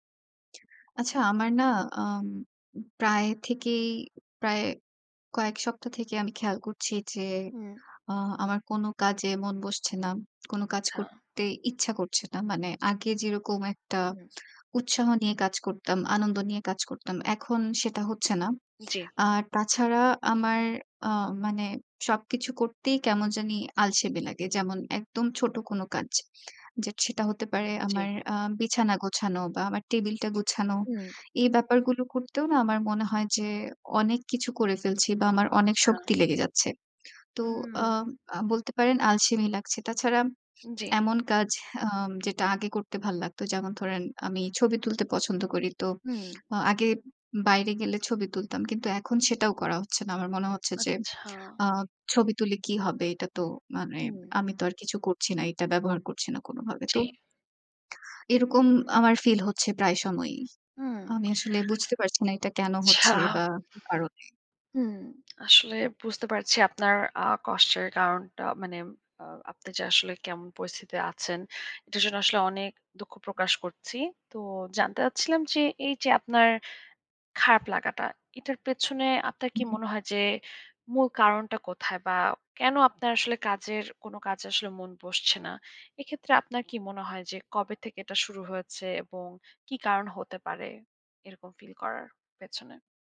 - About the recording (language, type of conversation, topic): Bengali, advice, দীর্ঘদিন কাজের চাপের কারণে কি আপনি মানসিক ও শারীরিকভাবে অতিরিক্ত ক্লান্তি অনুভব করছেন?
- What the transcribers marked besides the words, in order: tapping; tsk; tsk; tsk